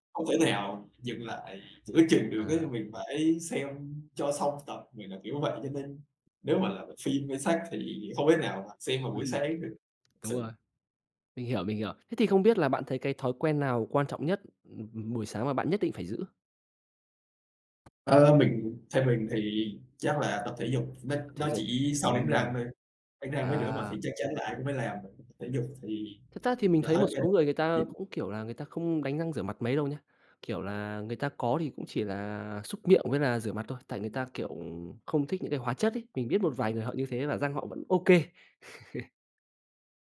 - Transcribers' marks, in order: other background noise; tapping; laugh; laugh
- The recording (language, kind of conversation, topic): Vietnamese, podcast, Bạn có thể chia sẻ thói quen buổi sáng của mình không?
- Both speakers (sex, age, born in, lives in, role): male, 20-24, Vietnam, Vietnam, guest; male, 25-29, Vietnam, Vietnam, host